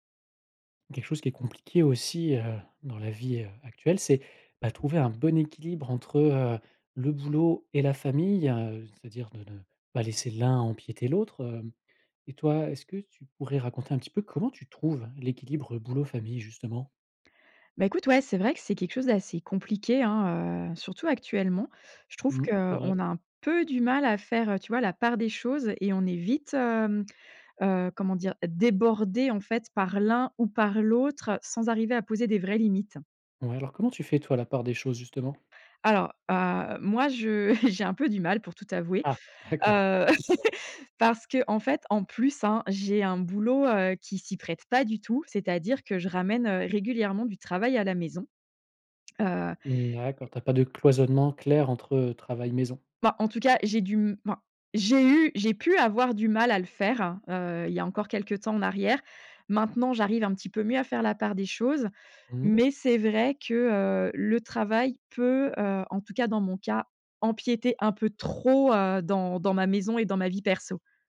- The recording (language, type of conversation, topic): French, podcast, Comment trouver un bon équilibre entre le travail et la vie de famille ?
- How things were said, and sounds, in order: tapping; chuckle; laugh